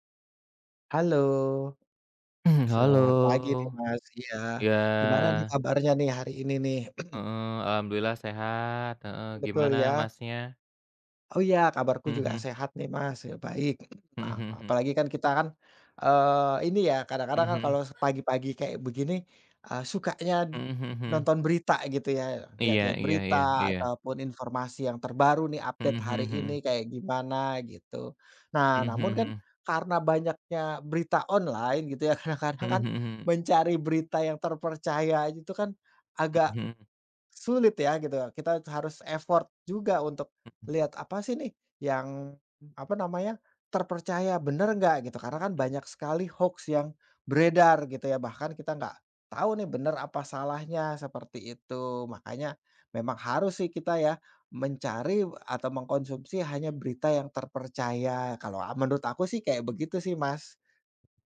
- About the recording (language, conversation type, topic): Indonesian, unstructured, Bagaimana cara memilih berita yang tepercaya?
- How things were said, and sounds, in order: throat clearing; throat clearing; other background noise; in English: "update"; in English: "effort"